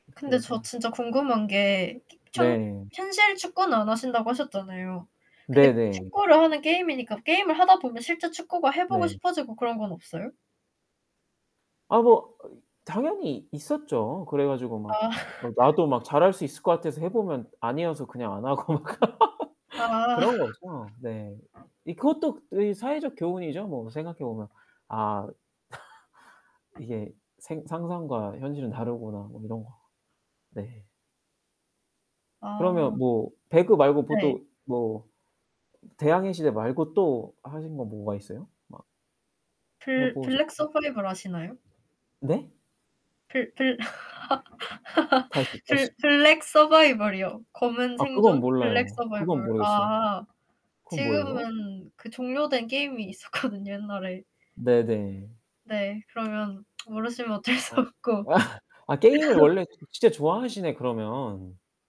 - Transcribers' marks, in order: static; laughing while speaking: "아"; tapping; laughing while speaking: "아"; laughing while speaking: "하고"; laugh; laugh; distorted speech; other background noise; laugh; laughing while speaking: "있었거든요"; laughing while speaking: "어쩔 수 없고"; laughing while speaking: "아"; laugh
- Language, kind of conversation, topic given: Korean, unstructured, 게임은 사회적 상호작용에 어떤 영향을 미치나요?